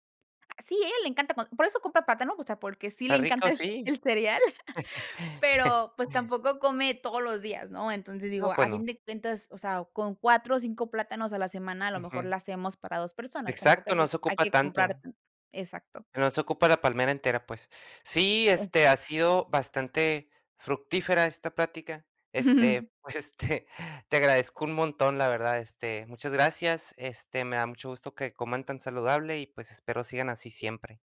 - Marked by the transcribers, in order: tapping; chuckle; laugh; unintelligible speech; laughing while speaking: "pues, este"; chuckle
- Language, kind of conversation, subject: Spanish, podcast, ¿Cómo puedes minimizar el desperdicio de comida en casa o en un restaurante?